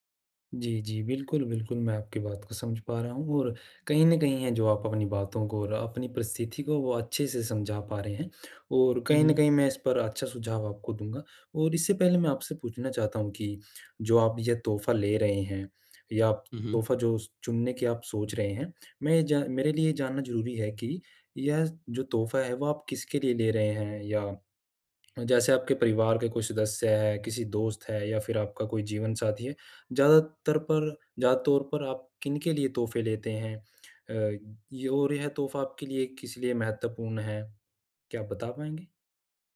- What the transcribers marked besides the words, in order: none
- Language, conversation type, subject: Hindi, advice, किसी के लिए सही तोहफा कैसे चुनना चाहिए?
- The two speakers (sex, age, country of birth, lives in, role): male, 20-24, India, India, user; male, 45-49, India, India, advisor